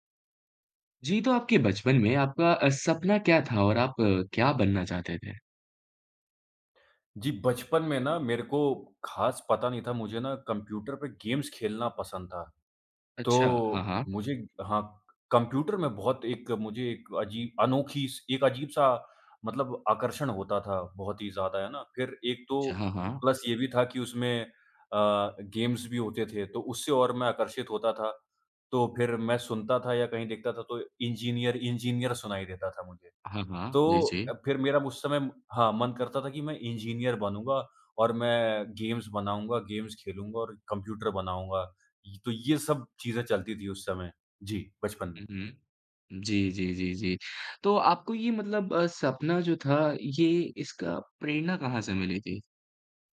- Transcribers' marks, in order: in English: "गेम्स"; in English: "प्लस"; in English: "गेम्स"; in English: "गेम्स"; in English: "गेम्स"
- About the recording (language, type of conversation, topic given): Hindi, podcast, बचपन में आप क्या बनना चाहते थे और क्यों?